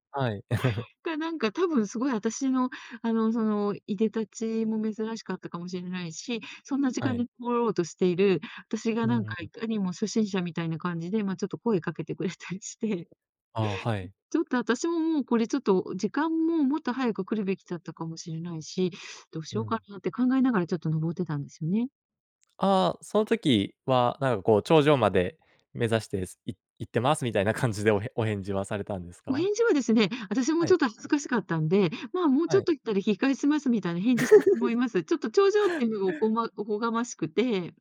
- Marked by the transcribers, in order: laugh; laughing while speaking: "くれたりして"; chuckle; laughing while speaking: "感じで"; laugh
- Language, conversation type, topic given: Japanese, podcast, 直感で判断して失敗した経験はありますか？